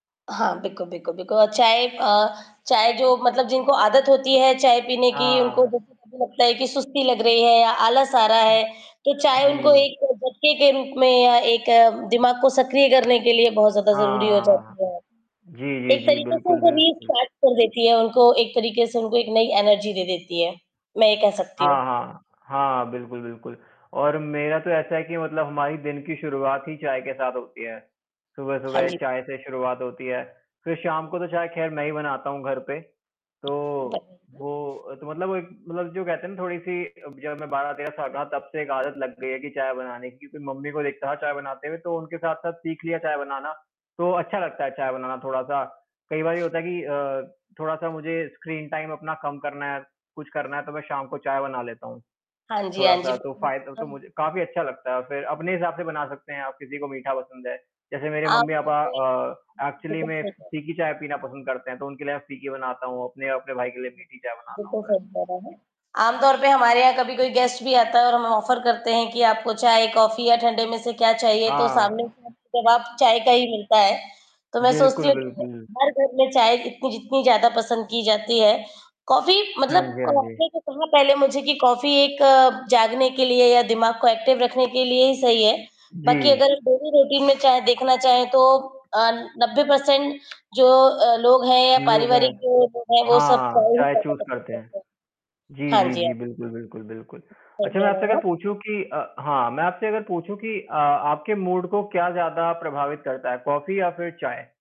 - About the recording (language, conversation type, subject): Hindi, unstructured, आपको चाय पसंद है या कॉफी, और क्यों?
- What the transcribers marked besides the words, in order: static; distorted speech; in English: "रिस्टार्ट"; in English: "एनर्जी"; unintelligible speech; mechanical hum; in English: "स्क्रीन टाइम"; in English: "एक्चुअली"; in English: "गेस्ट"; in English: "ऑफर"; in English: "एक्टिव"; in English: "डेली रूटीन"; in English: "पर्सेन्ट"; in English: "चूज़"; in English: "मूड"